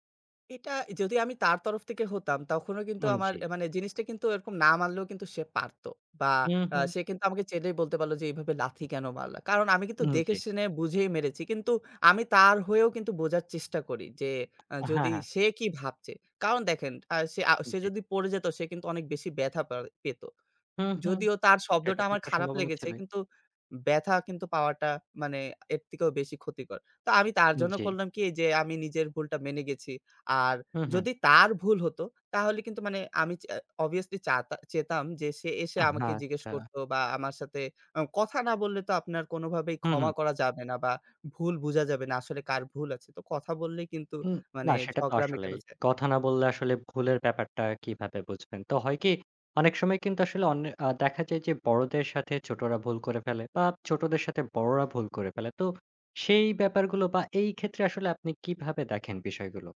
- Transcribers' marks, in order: "চাইলেই" said as "চেলেই"; tapping; "চাইতাম" said as "চেতাম"
- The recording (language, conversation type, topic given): Bengali, podcast, আপনি কীভাবে ক্ষমা চান বা কাউকে ক্ষমা করেন?